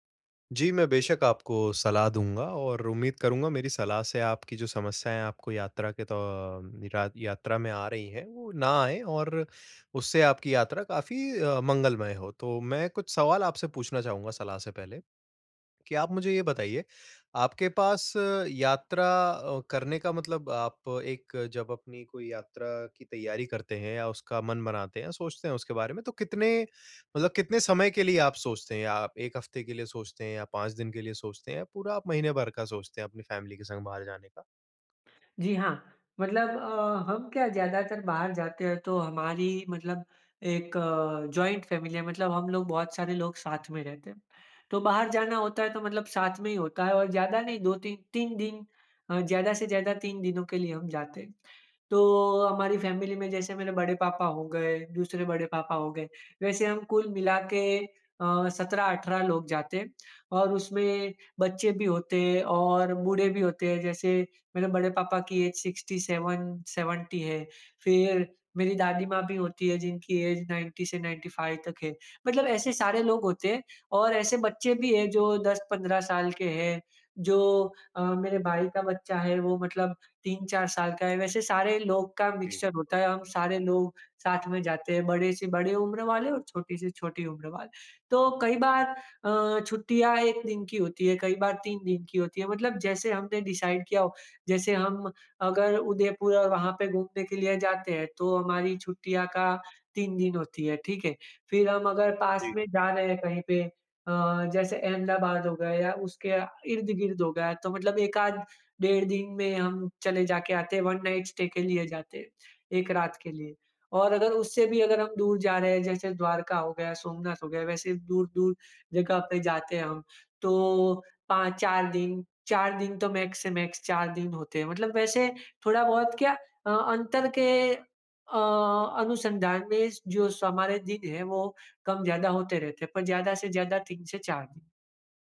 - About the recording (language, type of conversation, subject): Hindi, advice, यात्रा की योजना बनाना कहाँ से शुरू करूँ?
- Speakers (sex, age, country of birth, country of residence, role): male, 25-29, India, India, advisor; male, 25-29, India, India, user
- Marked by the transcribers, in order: in English: "ऐज सिक्सटी सेवन सेवेंटी"; in English: "ऐज नाइनटी"; in English: "नाइनटी फाइव"; in English: "मिक्सचर"; in English: "डिसाइड"; in English: "वन नाइट स्टे"; in English: "मैक्स"; in English: "मैक्स"; "हमारे" said as "समारे"